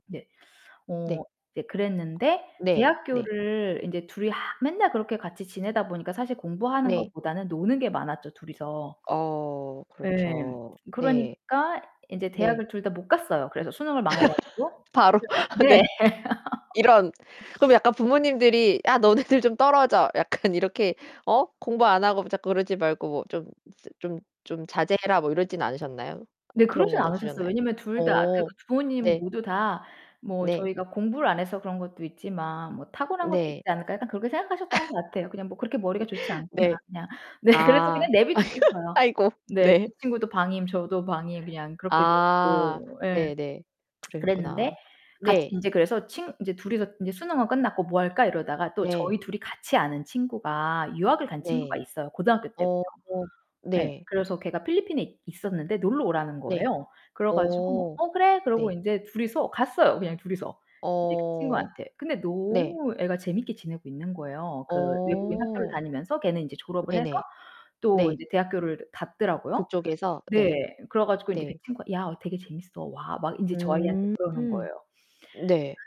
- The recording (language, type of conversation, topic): Korean, podcast, 소중한 우정이 시작된 계기를 들려주실래요?
- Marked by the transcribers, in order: other background noise; tapping; laugh; laughing while speaking: "네"; distorted speech; unintelligible speech; laugh; laughing while speaking: "너네들"; laughing while speaking: "약간"; laugh; laughing while speaking: "네"